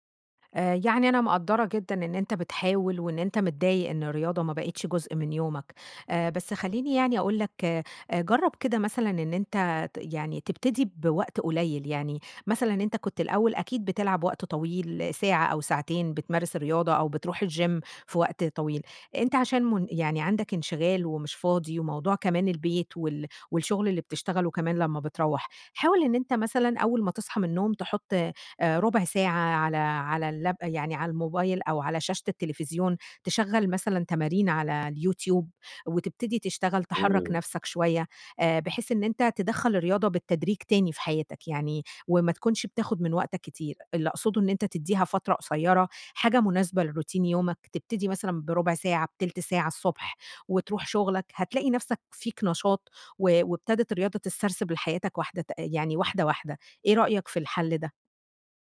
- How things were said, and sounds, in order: in English: "الgym"; tapping
- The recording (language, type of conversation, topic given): Arabic, advice, إزاي أقدر ألتزم بالتمرين بشكل منتظم رغم إنّي مشغول؟